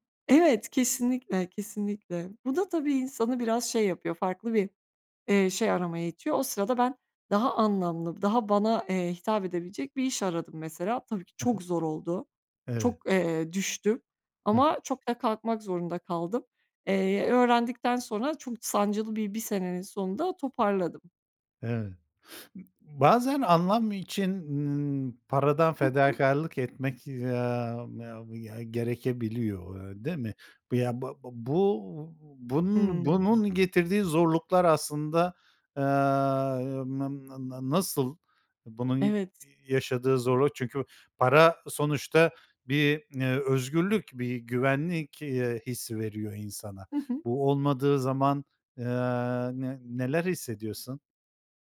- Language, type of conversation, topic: Turkish, podcast, Para mı yoksa anlam mı senin için öncelikli?
- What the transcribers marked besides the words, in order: other background noise; sniff